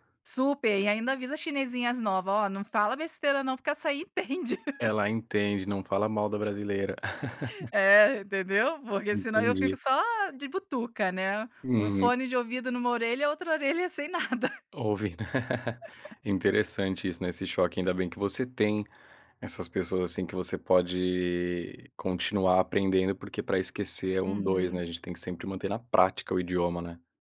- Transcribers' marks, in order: laughing while speaking: "aí entende"; laugh; chuckle; laugh
- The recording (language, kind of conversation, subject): Portuguese, podcast, Quais palavras da sua língua não têm tradução?